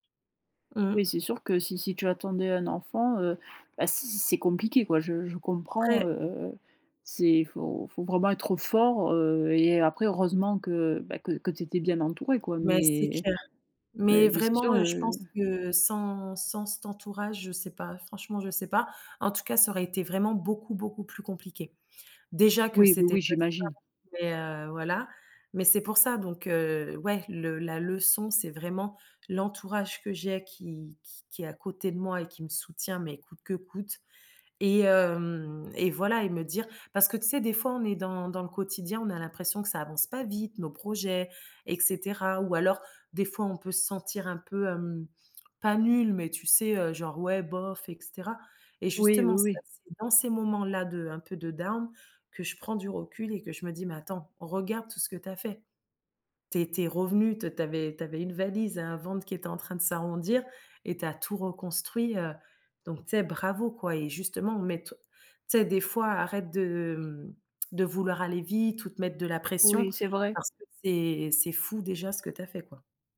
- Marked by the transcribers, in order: other background noise; stressed: "Déjà"; unintelligible speech; in English: "down"; stressed: "bravo"; tapping
- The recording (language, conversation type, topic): French, podcast, Raconte une période où tu as dû tout recommencer.